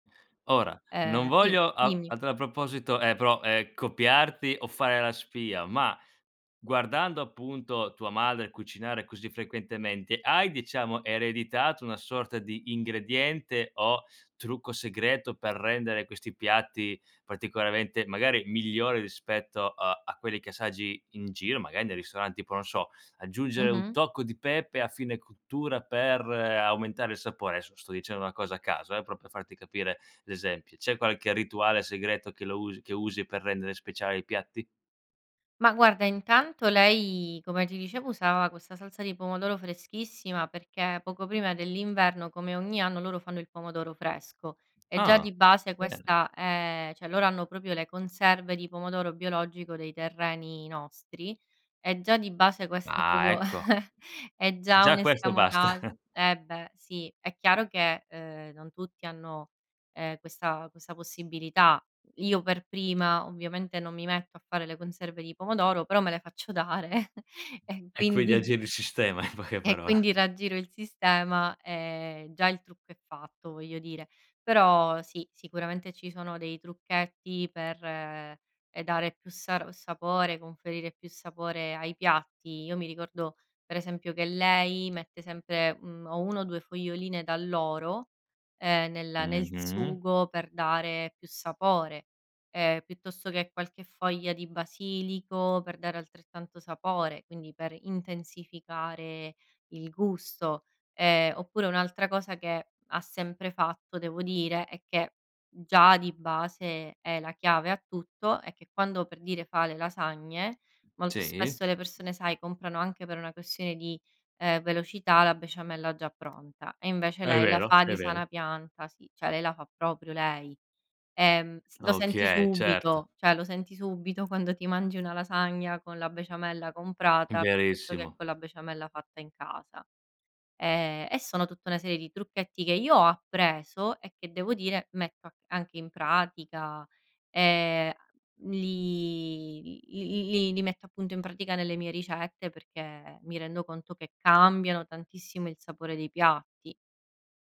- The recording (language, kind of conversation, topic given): Italian, podcast, Raccontami della ricetta di famiglia che ti fa sentire a casa
- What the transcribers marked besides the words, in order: "assaggi" said as "asagi"; tapping; "cioè" said as "ceh"; "proprio" said as "propio"; unintelligible speech; chuckle; chuckle; laughing while speaking: "in poche paro"; chuckle; "cioè" said as "ceh"; "cioè" said as "ceh"; other background noise